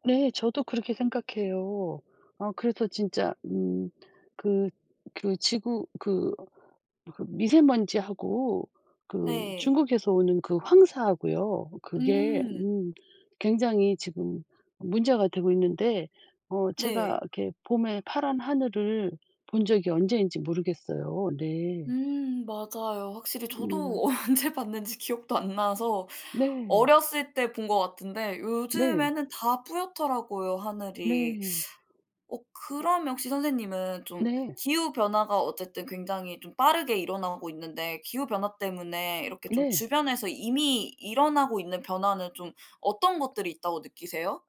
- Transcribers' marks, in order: laughing while speaking: "언제 봤는지 기억도 안 나서"; other background noise; tapping
- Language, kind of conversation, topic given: Korean, unstructured, 기후 변화가 우리 일상생활에 어떤 영향을 미칠까요?